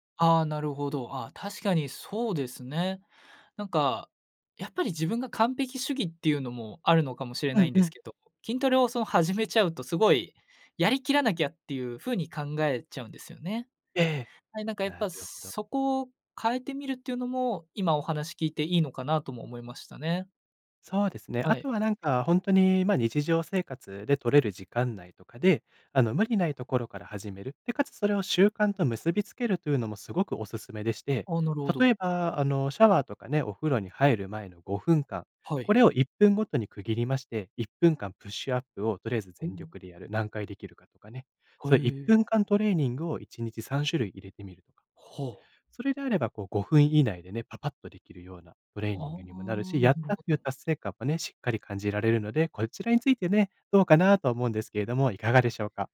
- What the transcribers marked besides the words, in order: in English: "プッシュアップ"; other background noise
- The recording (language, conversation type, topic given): Japanese, advice, トレーニングへのモチベーションが下がっているのですが、どうすれば取り戻せますか?